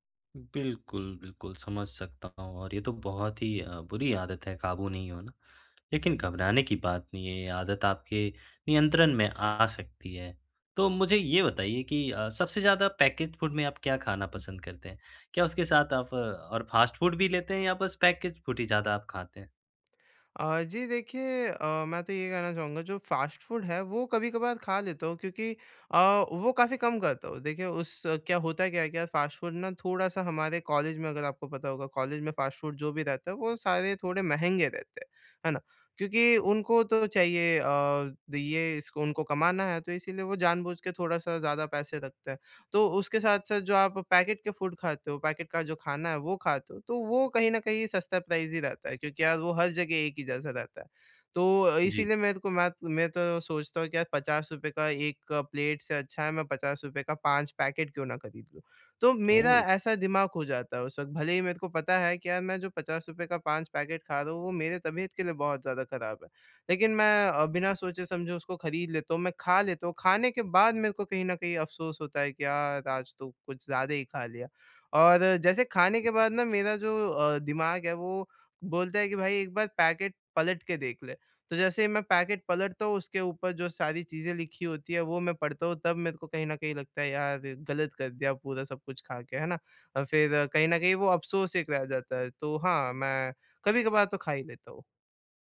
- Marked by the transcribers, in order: in English: "पैकेज़्ड फूड"; in English: "फ़ास्ट फूड"; in English: "पैकेज़्ड फूड"; in English: "फ़ास्ट फूड"; in English: "फ़ास्ट फूड"; in English: "फ़ास्ट फूड"; in English: "पैकेट"; in English: "फूड"; in English: "पैकेट"; in English: "प्राइस"; in English: "पैकेट"; tapping; in English: "पैकेट"; in English: "पैकेट"; in English: "पैकेट"
- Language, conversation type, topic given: Hindi, advice, पैकेज्ड भोजन पर निर्भरता कैसे घटाई जा सकती है?